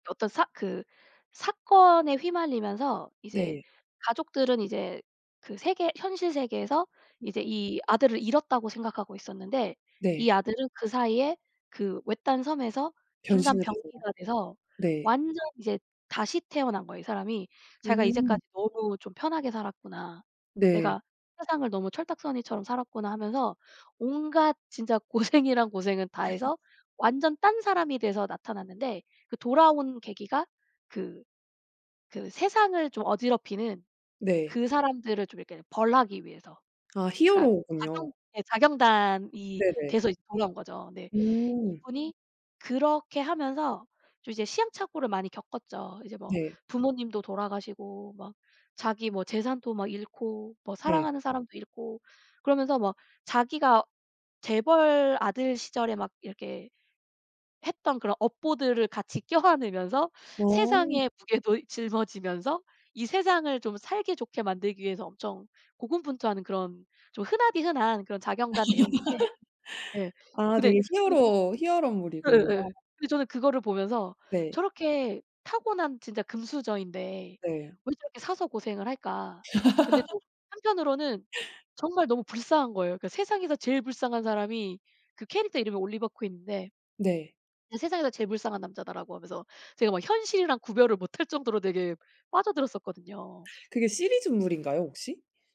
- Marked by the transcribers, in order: tapping; laughing while speaking: "고생이란"; laugh; other background noise; laughing while speaking: "같이 껴안으면서"; laugh; laugh; laughing while speaking: "못할"
- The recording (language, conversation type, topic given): Korean, unstructured, 영화 속 어떤 캐릭터가 당신에게 가장 큰 영감을 주었나요?